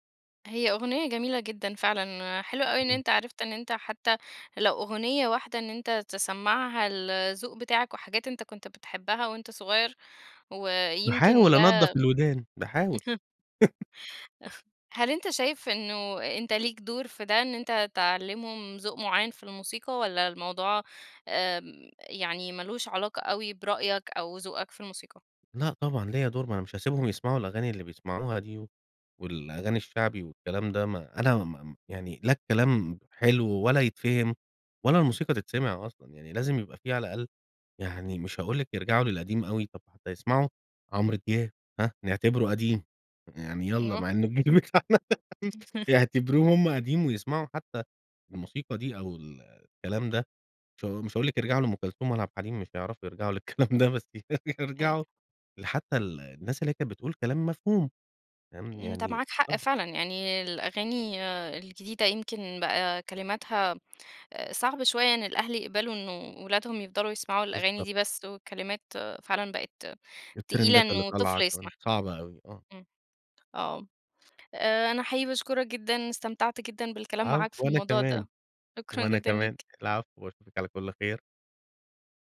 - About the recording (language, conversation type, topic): Arabic, podcast, إيه هي الأغنية اللي بتفكّرك بذكريات المدرسة؟
- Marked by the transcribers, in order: chuckle; laugh; chuckle; tapping; laughing while speaking: "إنه الجيل بتاعنا"; chuckle; laughing while speaking: "للكلام ده بس يرجعوا"; in English: "التريندات"